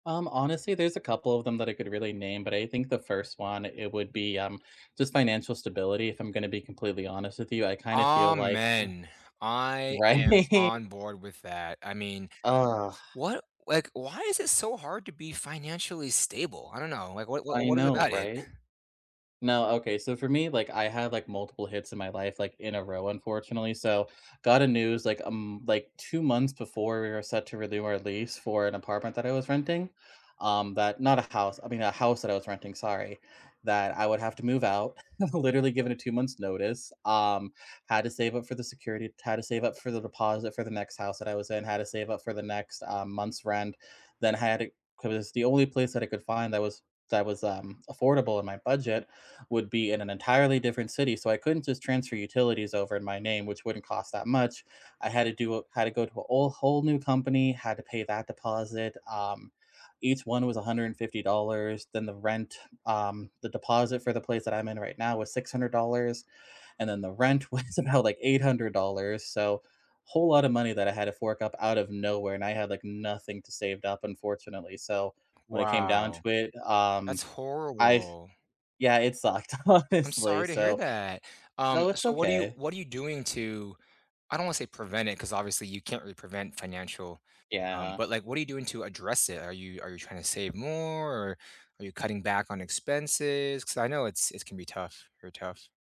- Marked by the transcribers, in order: laughing while speaking: "right?"; other background noise; laughing while speaking: "literally"; laughing while speaking: "was about"; laughing while speaking: "honestly"
- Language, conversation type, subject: English, unstructured, What big goal do you want to pursue that would make everyday life feel better rather than busier?
- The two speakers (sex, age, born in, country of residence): male, 30-34, United States, United States; male, 30-34, United States, United States